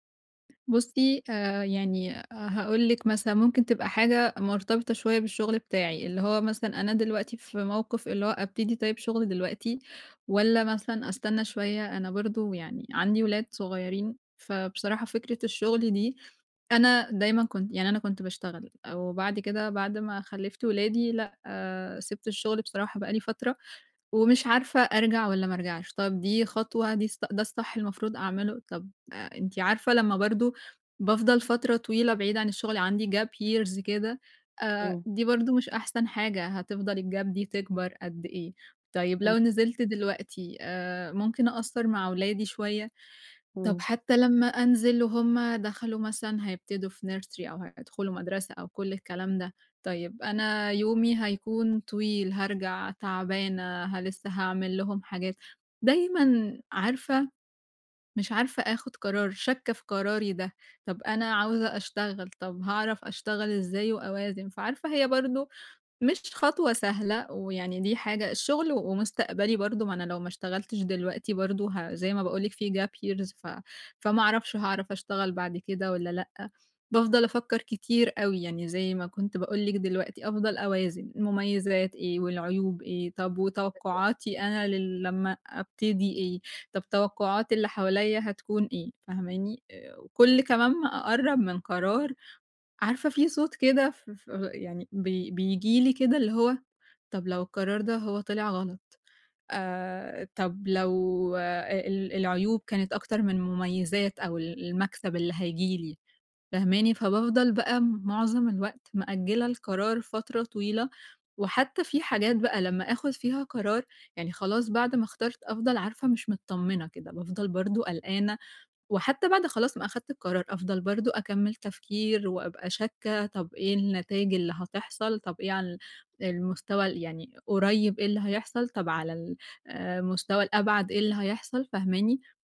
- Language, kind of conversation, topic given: Arabic, advice, إزاي أتعامل مع الشك وعدم اليقين وأنا باختار؟
- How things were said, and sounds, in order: tapping; in English: "gap years"; in English: "الgap"; in English: "nursery"; in English: "gap years"; unintelligible speech